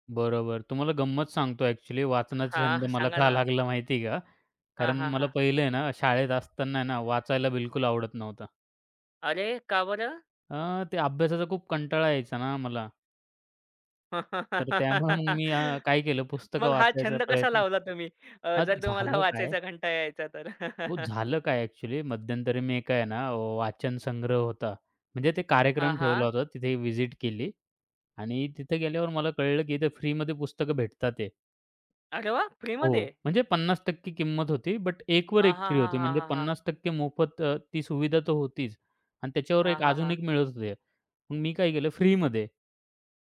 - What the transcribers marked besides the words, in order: other background noise; laugh; laughing while speaking: "तुम्हाला"; chuckle; in English: "विजिट"; "भेटतात आहेत" said as "भेटतातयेत"; surprised: "अरे वाह!"
- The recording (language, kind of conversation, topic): Marathi, podcast, एखादा छंद तुम्ही कसा सुरू केला, ते सांगाल का?